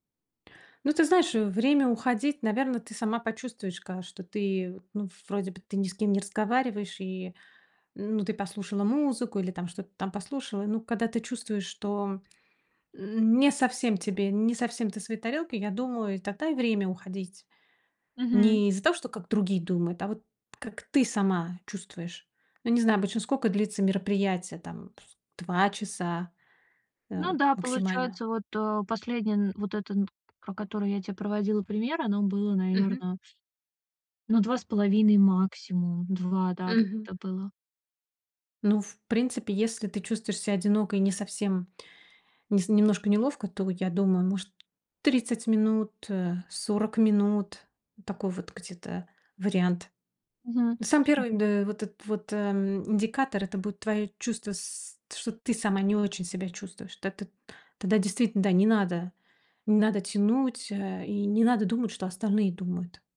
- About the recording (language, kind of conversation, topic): Russian, advice, Почему я чувствую себя одиноко на вечеринках и праздниках?
- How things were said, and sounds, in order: tapping; other background noise